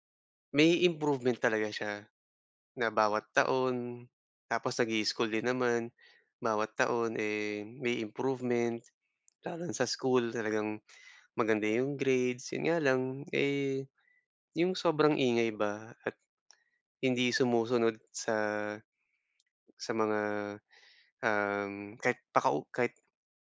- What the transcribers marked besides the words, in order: none
- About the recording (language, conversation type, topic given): Filipino, advice, Paano ko haharapin ang sarili ko nang may pag-unawa kapag nagkulang ako?